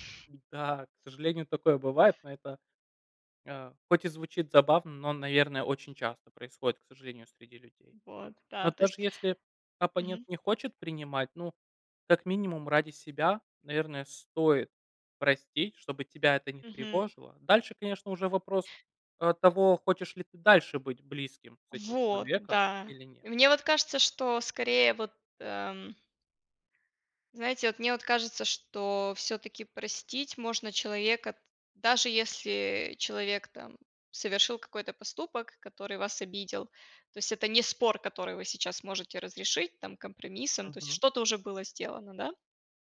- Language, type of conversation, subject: Russian, unstructured, Почему, по вашему мнению, иногда бывает трудно прощать близких людей?
- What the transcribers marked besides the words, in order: laughing while speaking: "Да"; other noise